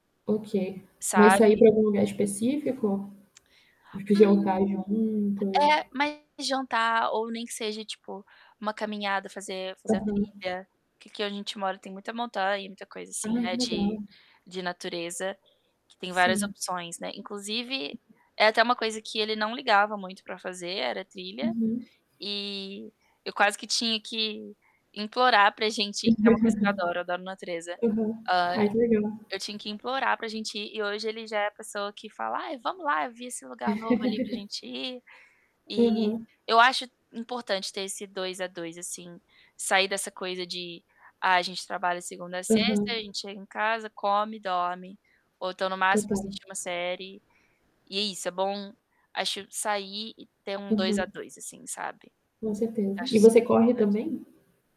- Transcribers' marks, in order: static; tapping; distorted speech; laugh; laugh; mechanical hum
- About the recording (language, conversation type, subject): Portuguese, unstructured, O que você acha que faz um relacionamento durar?